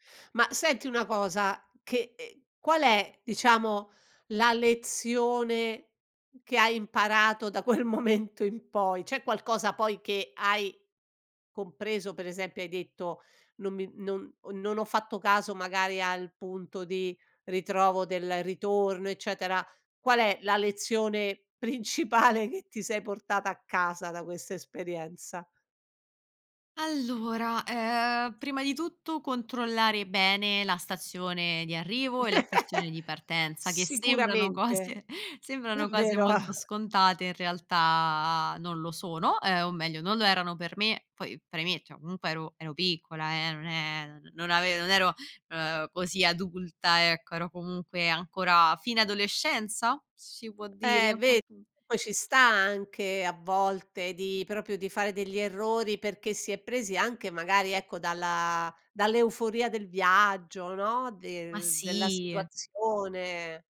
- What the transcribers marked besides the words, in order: laughing while speaking: "momento"; laughing while speaking: "principale"; laugh; laughing while speaking: "cose"; chuckle; laughing while speaking: "davvero"; "comunque" said as "omunque"; other background noise; "proprio" said as "propio"
- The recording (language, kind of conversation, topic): Italian, podcast, Raccontami di un errore che ti ha insegnato tanto?
- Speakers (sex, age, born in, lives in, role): female, 25-29, Italy, Italy, guest; female, 60-64, Italy, Italy, host